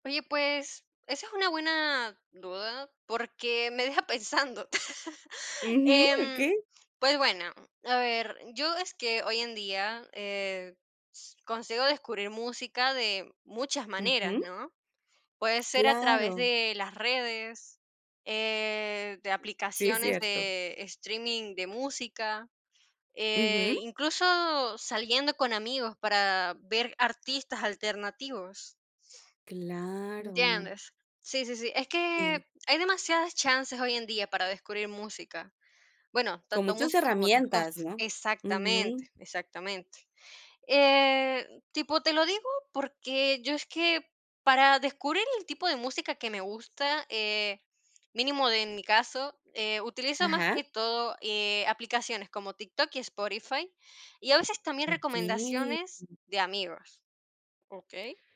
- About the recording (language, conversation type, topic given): Spanish, podcast, ¿Cómo sueles descubrir música que te gusta hoy en día?
- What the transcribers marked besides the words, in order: laughing while speaking: "pensando"; chuckle; tapping; other background noise